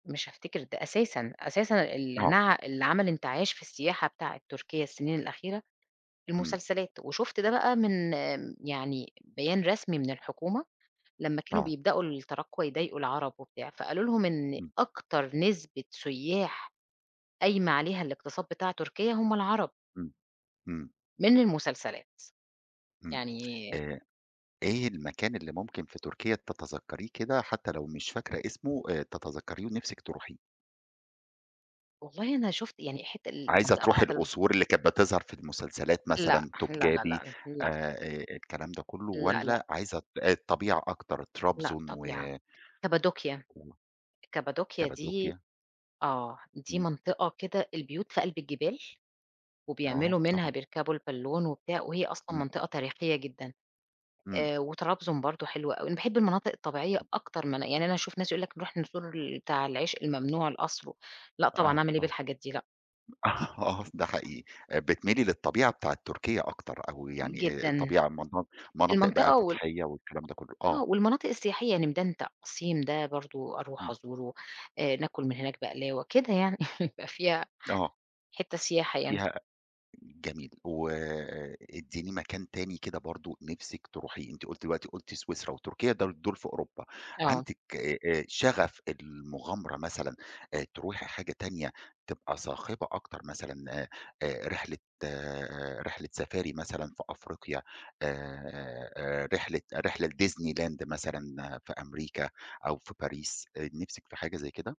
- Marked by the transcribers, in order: unintelligible speech; in English: "البالّون"; unintelligible speech; laughing while speaking: "آه"; other background noise; tapping; laugh
- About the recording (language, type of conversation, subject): Arabic, podcast, احكيلي عن أحلى مكان طبيعي زرته: ليه عجبك؟